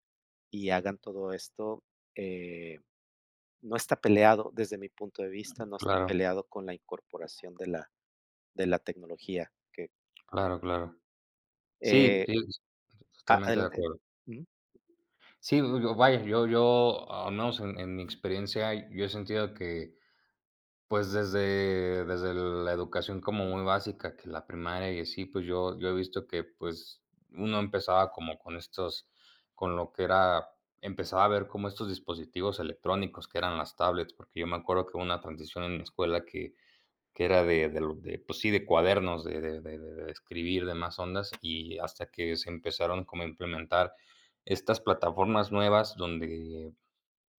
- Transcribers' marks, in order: other noise; other background noise
- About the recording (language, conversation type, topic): Spanish, unstructured, ¿Cómo crees que la tecnología ha cambiado la educación?
- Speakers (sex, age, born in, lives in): male, 20-24, Mexico, Mexico; male, 55-59, Mexico, Mexico